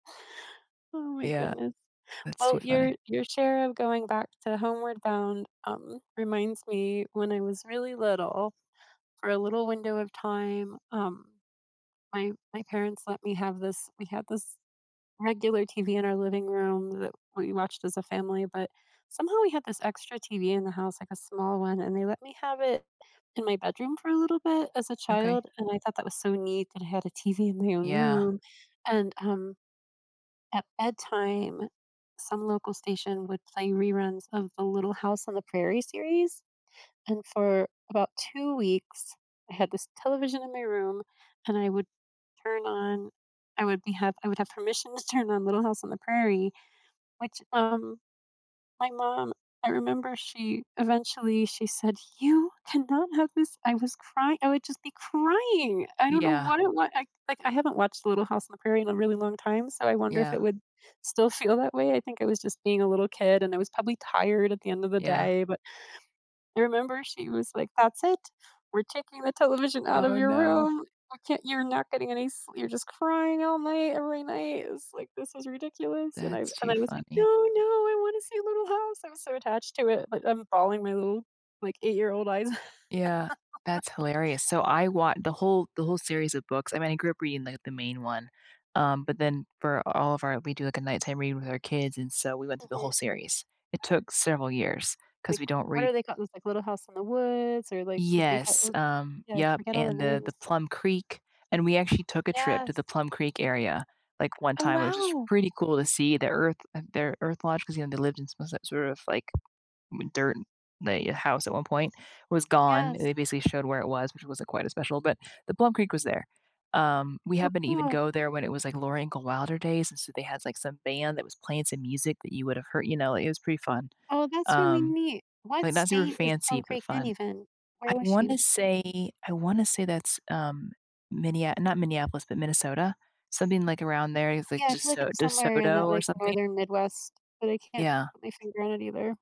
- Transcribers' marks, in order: laughing while speaking: "out"; other background noise; "Laura Ingalls Wilder" said as "Laura Ingall Wilder"
- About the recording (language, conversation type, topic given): English, unstructured, Have you ever cried while reading a book or watching a movie, and why?
- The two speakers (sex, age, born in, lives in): female, 40-44, United States, United States; female, 55-59, United States, United States